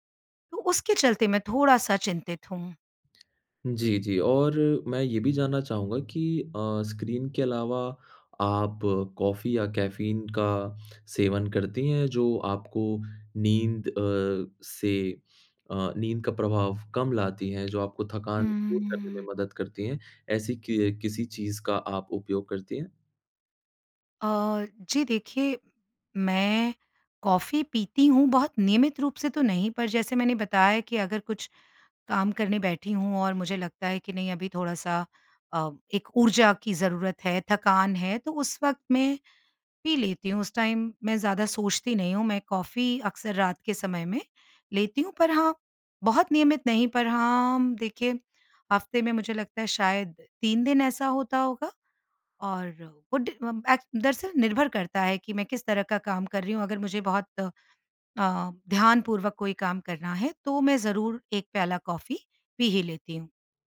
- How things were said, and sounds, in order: in English: "टाइम"
- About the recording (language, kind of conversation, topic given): Hindi, advice, क्या चिंता के कारण आपको रात में नींद नहीं आती और आप सुबह थका हुआ महसूस करके उठते हैं?